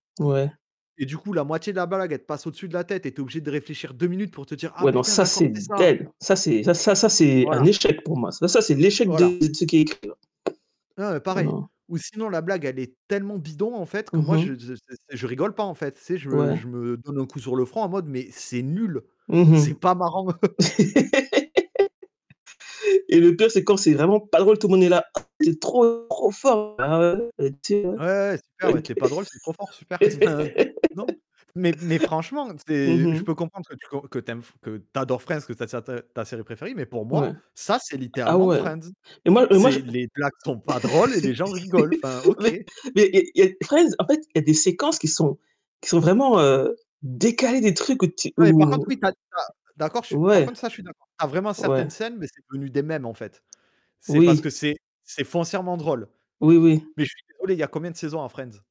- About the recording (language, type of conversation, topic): French, unstructured, Les comédies sont-elles plus réconfortantes que les drames ?
- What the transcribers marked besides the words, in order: tapping; stressed: "ça"; in English: "dead"; distorted speech; other noise; stressed: "nul"; laugh; chuckle; stressed: "pas"; drawn out: "Ouais"; unintelligible speech; laughing while speaking: "OK"; laugh; stressed: "moi"; laugh; stressed: "pas drôles"; stressed: "décalées"